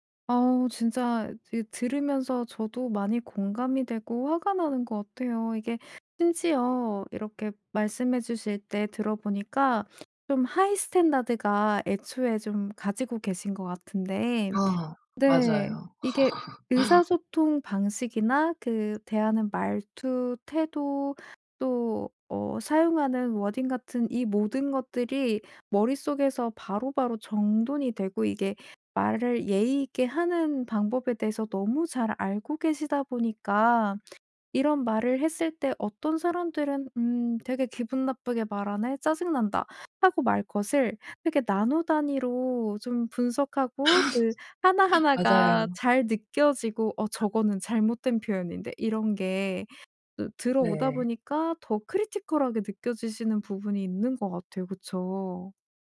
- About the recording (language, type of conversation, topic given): Korean, advice, 건설적이지 않은 비판을 받을 때 어떻게 반응해야 하나요?
- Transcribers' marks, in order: in English: "하이 스탠다드가"; laugh; in English: "워딩"; tapping; laugh; other background noise; in English: "크리티컬하게"